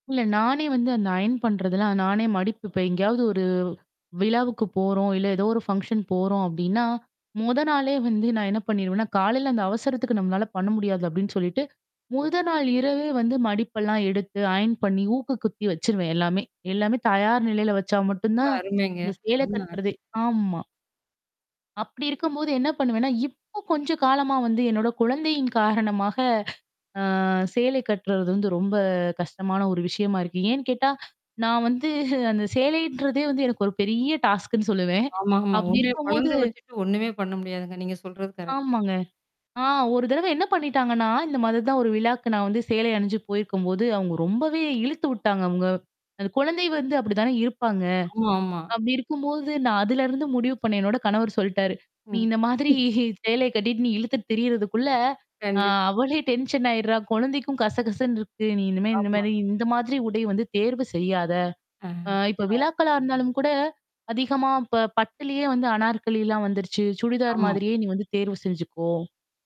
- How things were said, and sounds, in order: "அப்பிடின்னா" said as "அப்டின்னா"; "முதல்" said as "மொத"; "முதல்" said as "மொத"; other noise; distorted speech; "கட்டுறது" said as "கட்றது"; laughing while speaking: "வந்து"; in English: "டாஸ்க்ன்னு"; "போயிருக்கும்போது" said as "போய்ருக்கும்"; "சொல்லிட்டாரு" said as "சொல்டாரு"; laugh; laughing while speaking: "மாதிரி"
- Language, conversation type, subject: Tamil, podcast, புதியவரை முதன்முறையாக சந்திக்கும்போது, உங்கள் உடைமுறை உங்களுக்கு எப்படி உதவுகிறது?